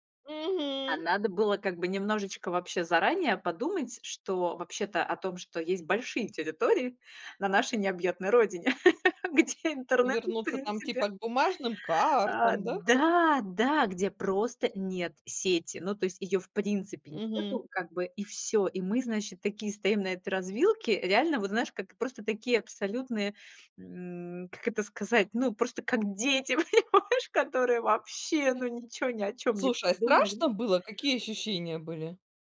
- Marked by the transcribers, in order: laugh; laughing while speaking: "понимаешь"
- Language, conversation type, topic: Russian, podcast, Расскажи о случае, когда ты по-настоящему потерялся(лась) в поездке?